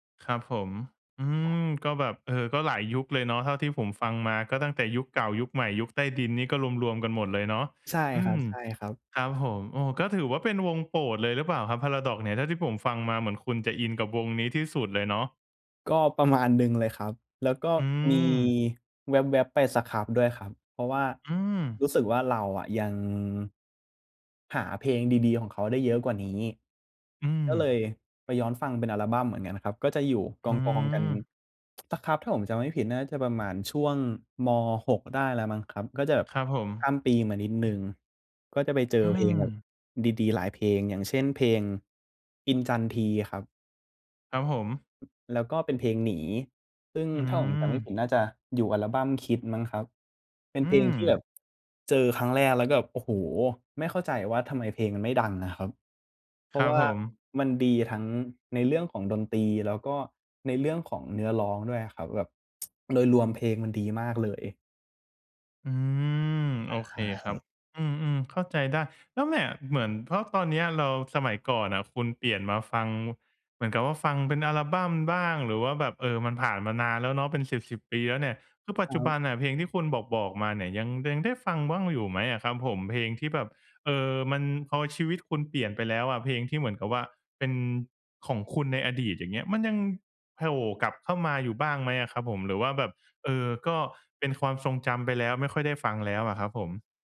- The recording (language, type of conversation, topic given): Thai, podcast, มีเพลงไหนที่ฟังแล้วกลายเป็นเพลงประจำช่วงหนึ่งของชีวิตคุณไหม?
- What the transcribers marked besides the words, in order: other background noise; tapping; tsk